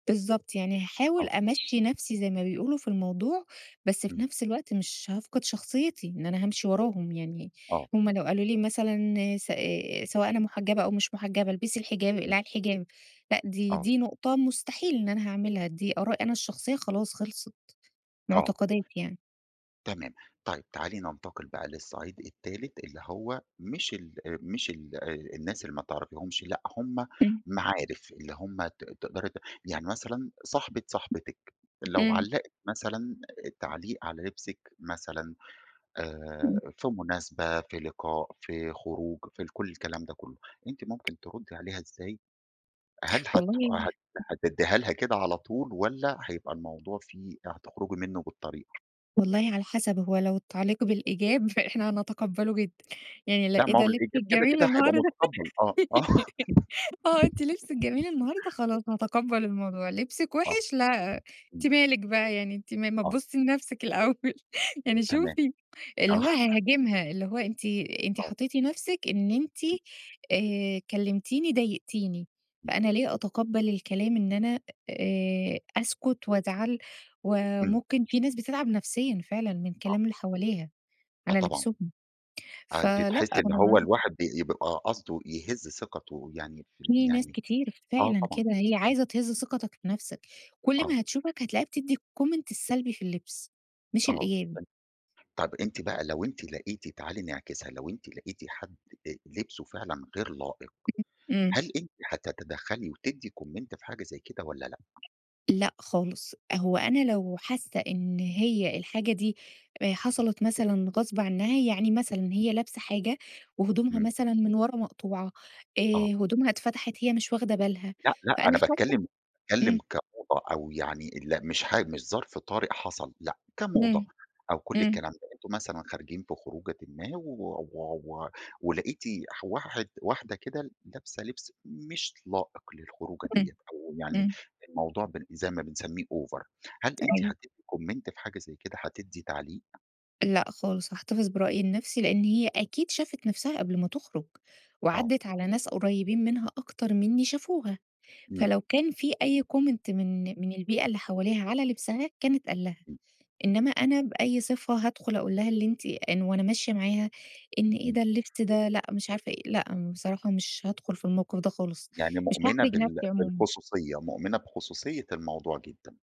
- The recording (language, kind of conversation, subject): Arabic, podcast, إزاي بتتعامل/بتتعاملي مع آراء الناس على لبسك؟
- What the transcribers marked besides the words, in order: tapping; unintelligible speech; laughing while speaking: "النهارده!"; laugh; laughing while speaking: "آه"; laugh; other background noise; laughing while speaking: "آه"; laughing while speaking: "الأول"; unintelligible speech; in English: "الcomment"; unintelligible speech; unintelligible speech; in English: "comment"; unintelligible speech; in English: "over"; in English: "comment"; in English: "comment"